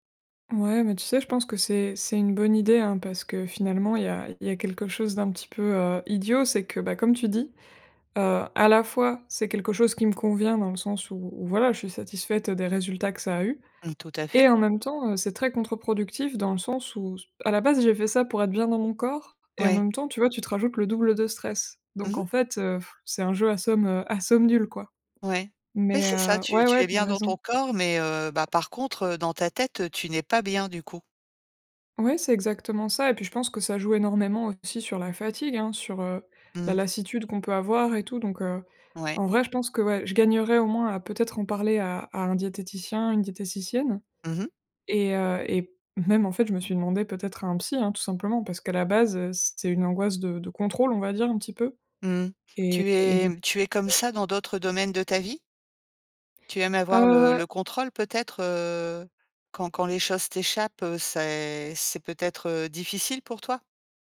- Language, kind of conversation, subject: French, advice, Comment expliquer une rechute dans une mauvaise habitude malgré de bonnes intentions ?
- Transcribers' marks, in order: tapping; blowing